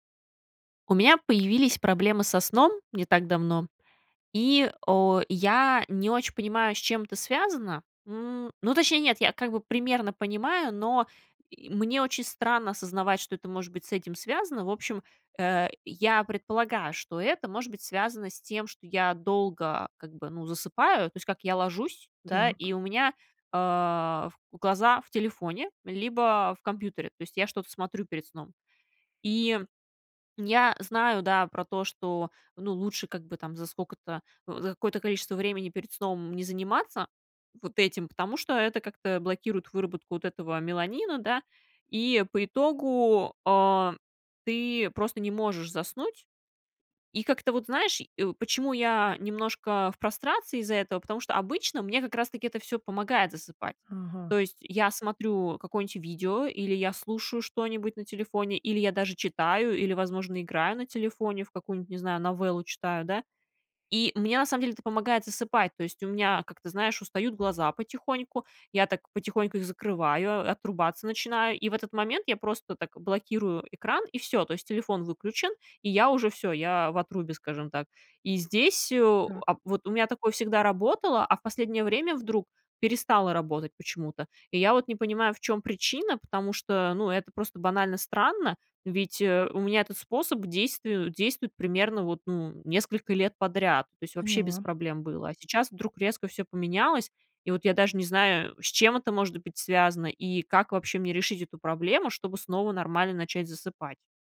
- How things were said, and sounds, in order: none
- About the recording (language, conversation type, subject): Russian, advice, Почему мне трудно заснуть после долгого времени перед экраном?